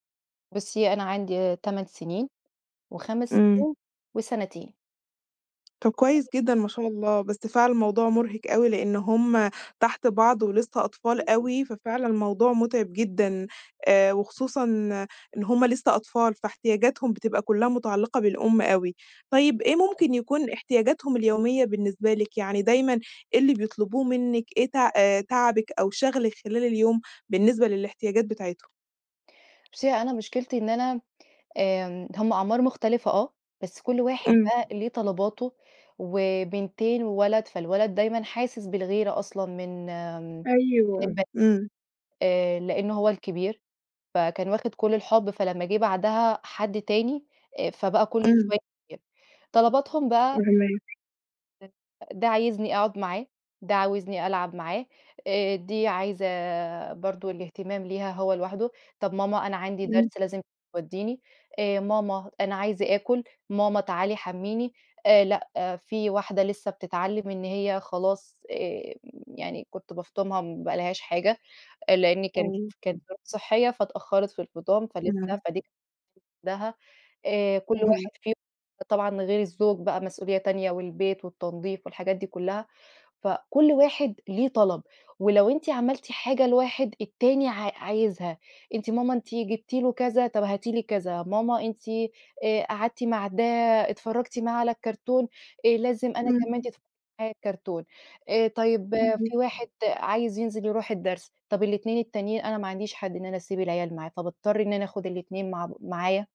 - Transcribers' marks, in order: unintelligible speech; other background noise; unintelligible speech; unintelligible speech; unintelligible speech; unintelligible speech
- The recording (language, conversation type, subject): Arabic, advice, إزاي أوازن بين تربية الولاد وبين إني أهتم بنفسي وهواياتي من غير ما أحس إني ضايعة؟